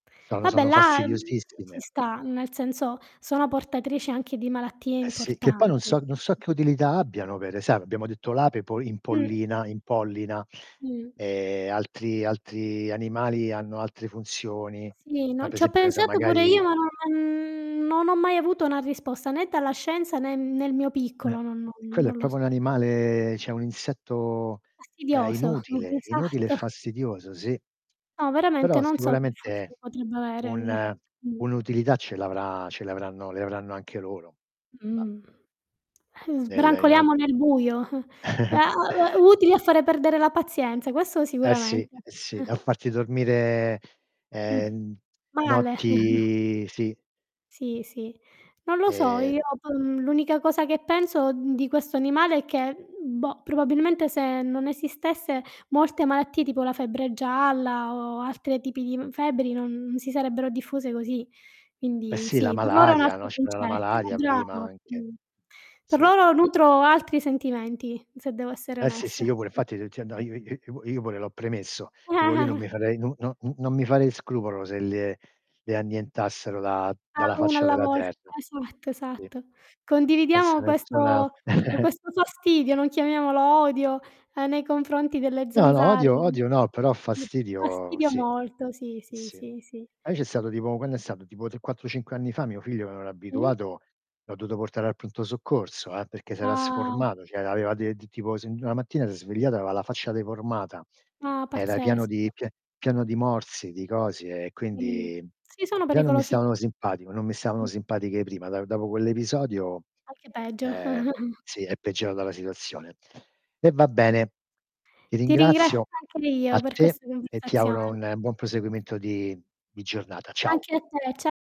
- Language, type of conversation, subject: Italian, unstructured, Cosa pensi quando senti parlare di animali in via d’estinzione?
- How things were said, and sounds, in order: distorted speech; tapping; other background noise; drawn out: "e"; "per" said as "pe"; drawn out: "non"; "proprio" said as "popio"; "cioè" said as "ceh"; chuckle; laughing while speaking: "esatto"; chuckle; unintelligible speech; chuckle; chuckle; chuckle; unintelligible speech; giggle; chuckle; unintelligible speech; drawn out: "Ah"; "cioè" said as "ceh"; unintelligible speech; chuckle